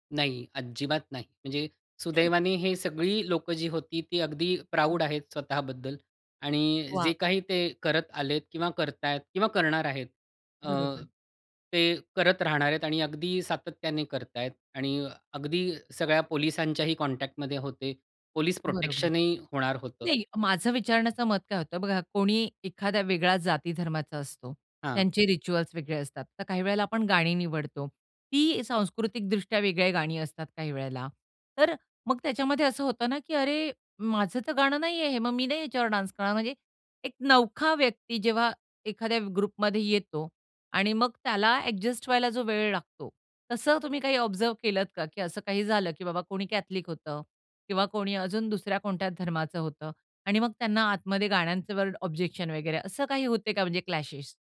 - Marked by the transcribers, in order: throat clearing; other background noise; in English: "कॉन्टॅक्टमध्ये"; in English: "रिच्युअल्स"; in English: "डान्स"; in English: "ग्रुपमध्ये"; in English: "ऑब्झर्व्ह"; in English: "वर्ड, ऑब्जेक्शन"
- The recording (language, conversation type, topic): Marathi, podcast, छंदांमुळे तुम्हाला नवीन ओळखी आणि मित्र कसे झाले?